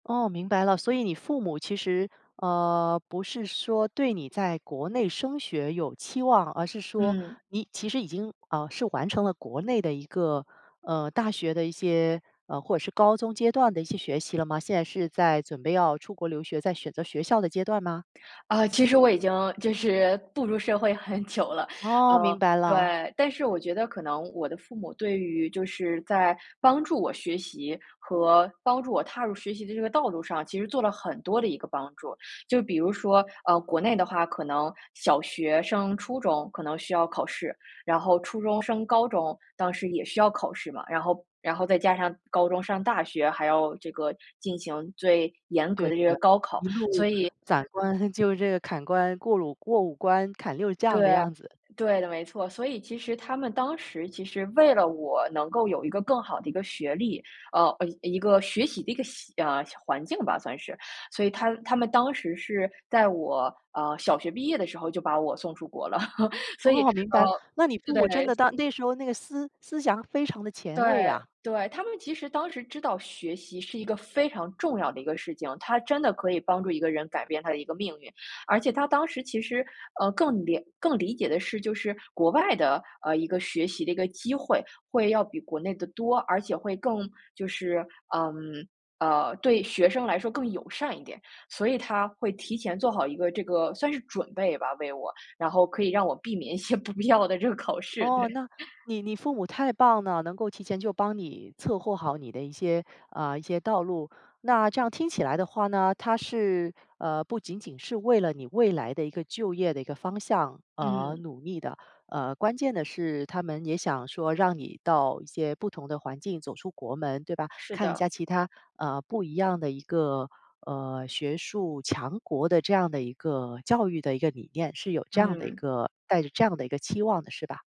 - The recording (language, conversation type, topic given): Chinese, podcast, 你家里人对你的学历期望有多高？
- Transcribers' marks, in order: laugh; laughing while speaking: "一些不必要的这个考试，对"; laugh; "策划" said as "策货"